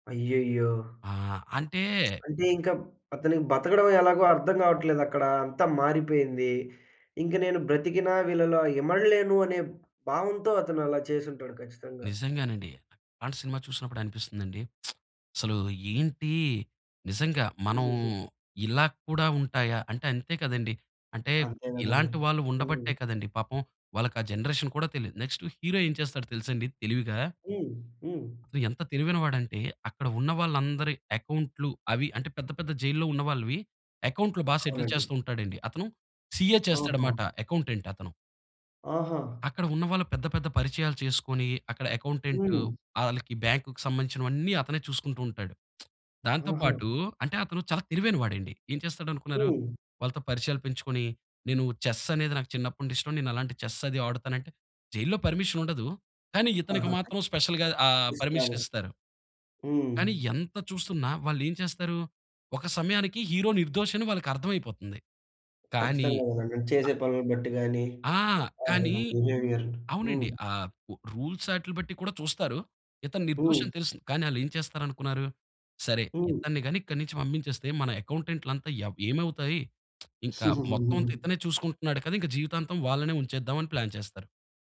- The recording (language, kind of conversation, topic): Telugu, podcast, మంచి కథ అంటే మీకు ఏమనిపిస్తుంది?
- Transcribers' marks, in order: lip smack; lip smack; in English: "జనరేషన్"; in English: "హీరో"; in English: "సెటిల్"; in English: "సీఏ"; other background noise; in English: "అకౌంటెంట్"; in English: "బ్యాంక్‌కు"; lip smack; in English: "చెస్"; in English: "చెస్"; in English: "పర్మిషన్"; in English: "స్పెషల్‌గా"; in English: "పర్మిషన్"; tapping; unintelligible speech; in English: "హీరో"; other noise; in English: "రూల్స్"; lip smack; giggle; in English: "ప్లాన్"